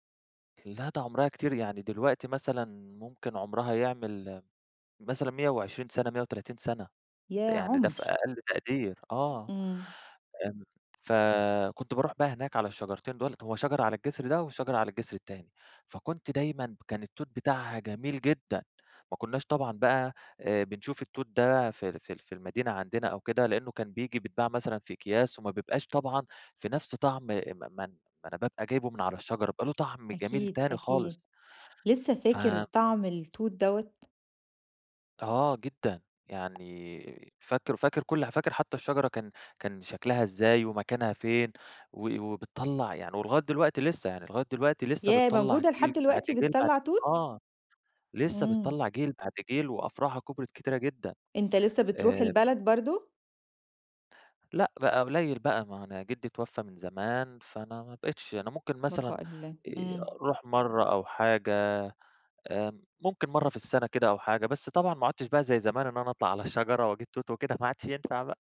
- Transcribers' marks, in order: other background noise; tapping
- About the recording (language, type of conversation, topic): Arabic, podcast, فيه نبتة أو شجرة بتحسي إن ليكي معاها حكاية خاصة؟